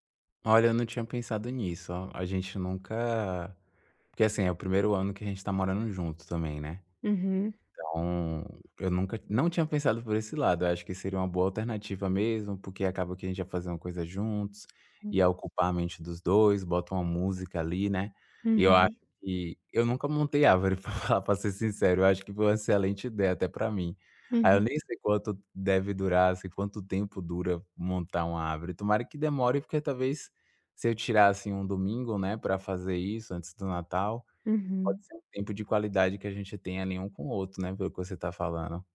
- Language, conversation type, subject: Portuguese, advice, Como posso equilibrar trabalho e vida pessoal para ter mais tempo para a minha família?
- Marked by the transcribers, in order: tapping; laughing while speaking: "pra falar"; other background noise